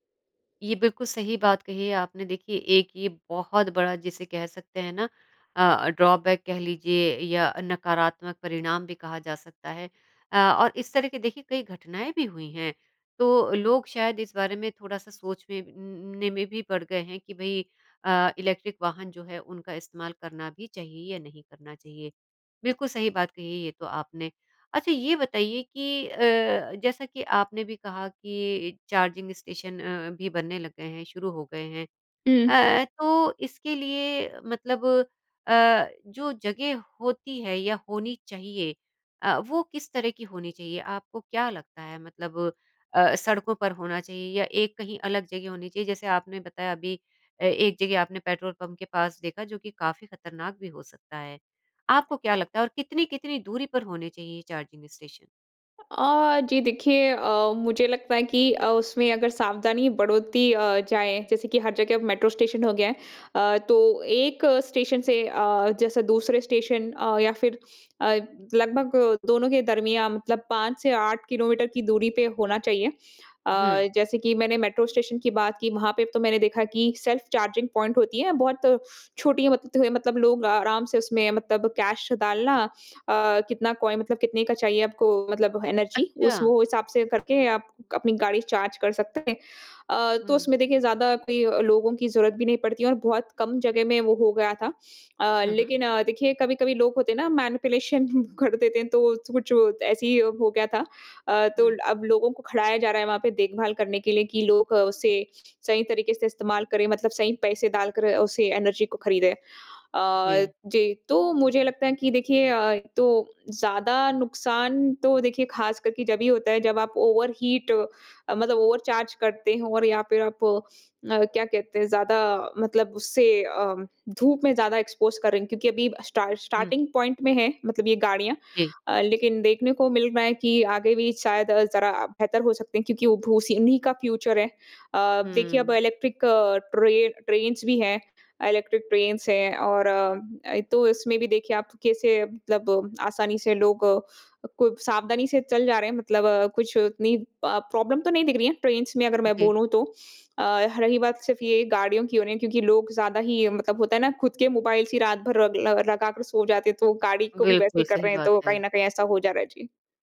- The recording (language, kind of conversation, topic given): Hindi, podcast, इलेक्ट्रिक वाहन रोज़मर्रा की यात्रा को कैसे बदल सकते हैं?
- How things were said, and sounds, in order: in English: "ड्रॉबैक"; in English: "इलेक्ट्रिक"; in English: "चार्जिंग स्टेशन"; lip smack; in English: "चार्जिंग स्टेशन?"; other background noise; in English: "सेल्फ चार्जिंग पॉइंट"; in English: "कैश"; "डालना" said as "दालना"; in English: "एनर्जी"; in English: "मैनिपुलेशन"; chuckle; "डालकर" said as "दालकर"; in English: "एनर्जी"; in English: "ओवरहीट"; in English: "ओवरचार्ज"; in English: "एक्सपोज़"; in English: "स्टार्ट स्टार्टिंग पॉइंट"; in English: "फ्यूचर"; in English: "इलेक्ट्रिक ट्रे ट्रेन्स"; in English: "इलेक्ट्रिक ट्रेन्स"; lip smack; in English: "प्रॉब्लम"; in English: "ट्रेन्स"; in English: "मोबाइल्स"